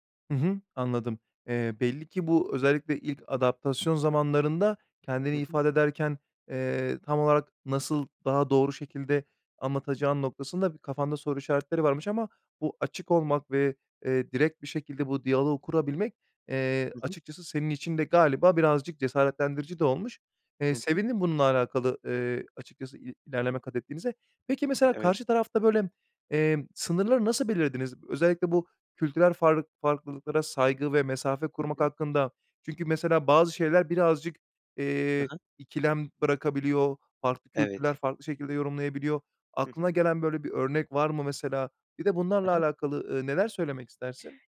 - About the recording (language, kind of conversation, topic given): Turkish, podcast, Çokkültürlü arkadaşlıklar sana neler kattı?
- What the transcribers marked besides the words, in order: other background noise